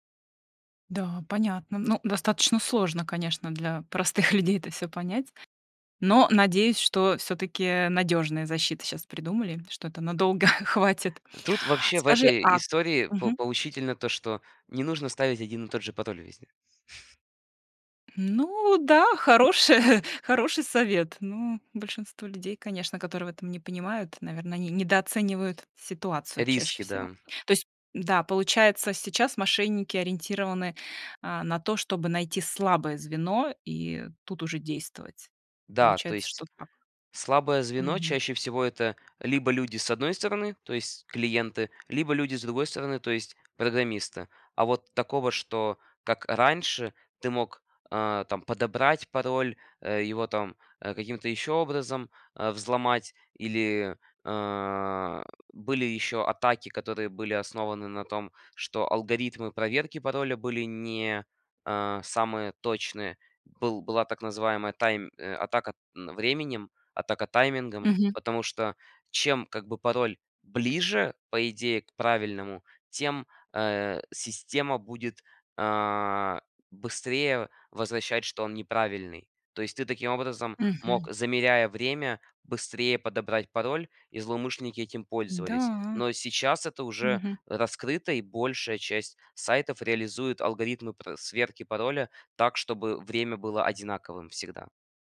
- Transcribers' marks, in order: laughing while speaking: "людей"; tapping; grunt; laughing while speaking: "надолго"; chuckle; chuckle
- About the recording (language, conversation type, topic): Russian, podcast, Как ты организуешь работу из дома с помощью технологий?